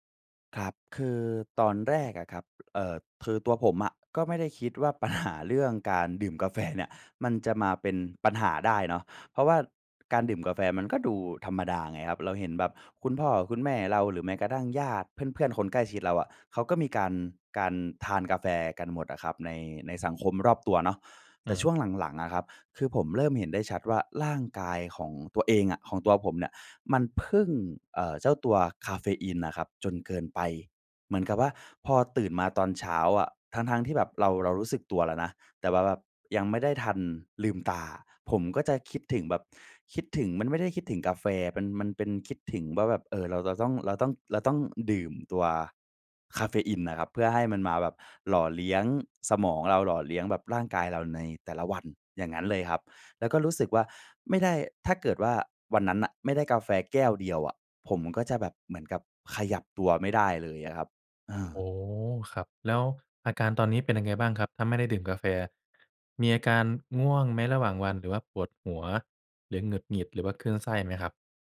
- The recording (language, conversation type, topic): Thai, advice, คุณติดกาแฟและตื่นยากเมื่อขาดคาเฟอีน ควรปรับอย่างไร?
- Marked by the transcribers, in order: other background noise; laughing while speaking: "ปัญหา"; laughing while speaking: "แฟ"